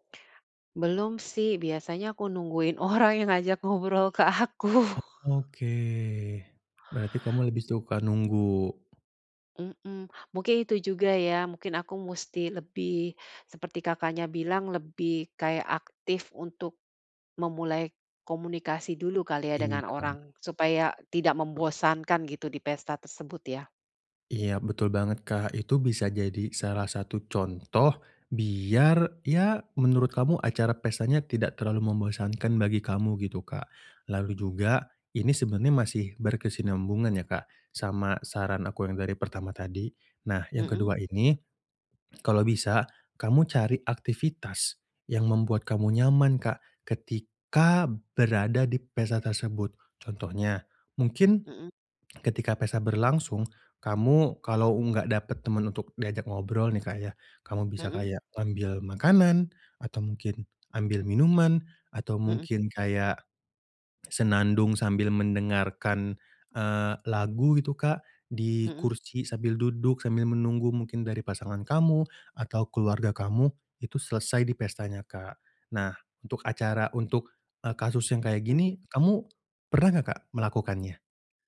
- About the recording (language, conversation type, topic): Indonesian, advice, Bagaimana caranya agar saya merasa nyaman saat berada di pesta?
- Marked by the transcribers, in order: laughing while speaking: "orang"; drawn out: "Oke"; laughing while speaking: "aku"; chuckle; tapping